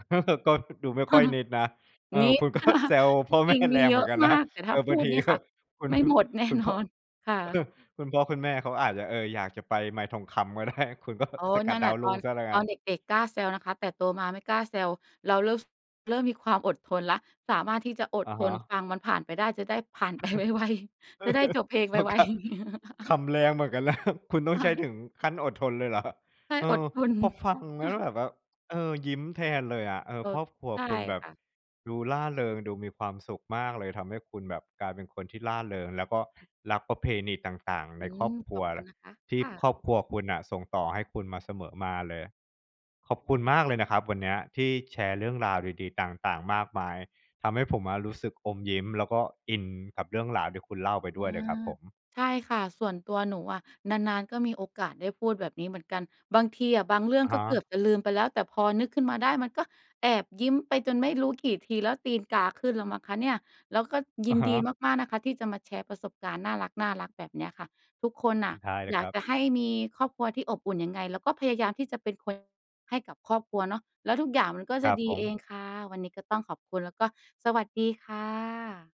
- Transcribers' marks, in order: chuckle; laughing while speaking: "เออ"; chuckle; laughing while speaking: "ก็"; laughing while speaking: "แม่"; laughing while speaking: "นะ"; laughing while speaking: "ก็ คุณ"; laughing while speaking: "หมดแน่นอน"; laughing while speaking: "ได้"; laughing while speaking: "ก็"; throat clearing; laughing while speaking: "เออ"; unintelligible speech; other background noise; laughing while speaking: "ผ่านไปไว ๆ"; laughing while speaking: "นะ"; laughing while speaking: "ไว ๆ"; chuckle; laughing while speaking: "ค่ะ"; laughing while speaking: "ทน"; chuckle
- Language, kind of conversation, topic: Thai, podcast, คุณช่วยเล่าให้ฟังหน่อยได้ไหมว่ามีประเพณีของครอบครัวที่คุณรักคืออะไร?